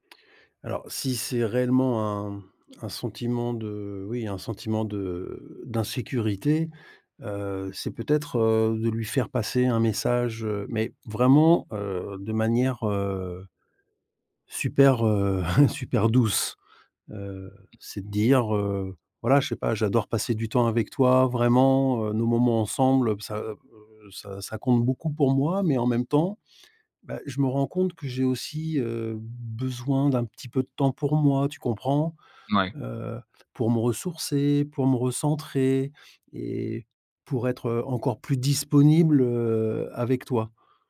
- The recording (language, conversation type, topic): French, advice, Comment gérer ce sentiment d’étouffement lorsque votre partenaire veut toujours être ensemble ?
- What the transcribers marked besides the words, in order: chuckle; other background noise; stressed: "disponible"